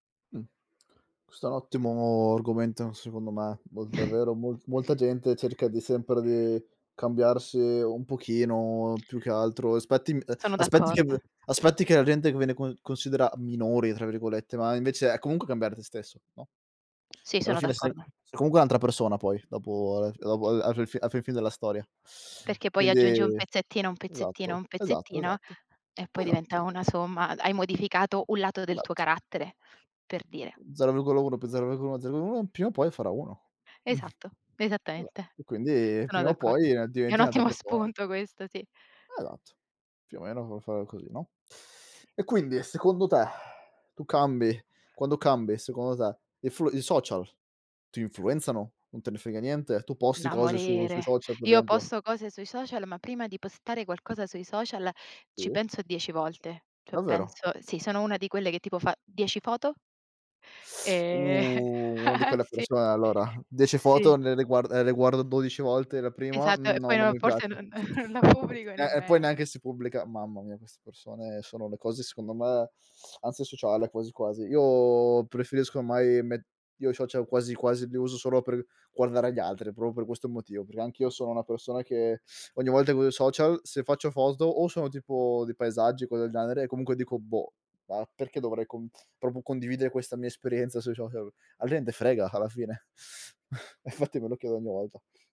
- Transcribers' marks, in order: other background noise; chuckle; "comunque" said as "comque"; tapping; "un" said as "u"; "Esatto" said as "ematto"; chuckle; laughing while speaking: "ottimo"; "Cioè" said as "cho"; teeth sucking; chuckle; chuckle; drawn out: "Io"; "ormai" said as "ommai"; "social" said as "ciocial"; "proprio" said as "propio"; "social" said as "sohial"; chuckle; laughing while speaking: "Infatti"
- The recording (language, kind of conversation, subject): Italian, unstructured, Quanto è difficile essere te stesso in una società che giudica?